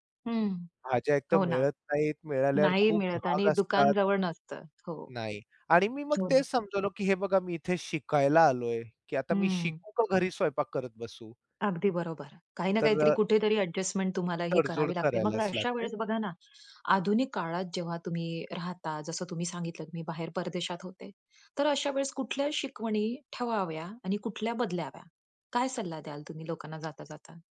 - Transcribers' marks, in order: other background noise; tapping; other noise
- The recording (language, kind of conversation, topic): Marathi, podcast, पालकांनी दिलेली शिकवण कधी बदलावी लागली का?